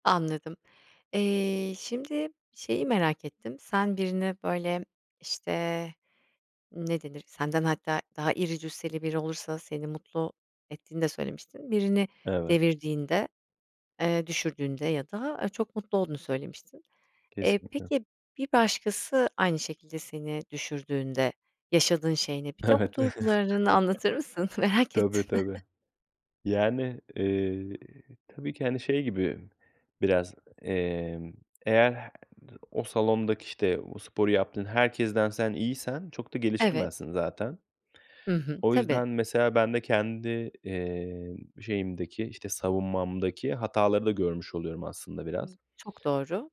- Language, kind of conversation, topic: Turkish, podcast, Hobine dalıp akışa girdiğinde neler hissedersin?
- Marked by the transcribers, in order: chuckle; laughing while speaking: "anlatır mısın? Merak ettim"; chuckle; other background noise; other noise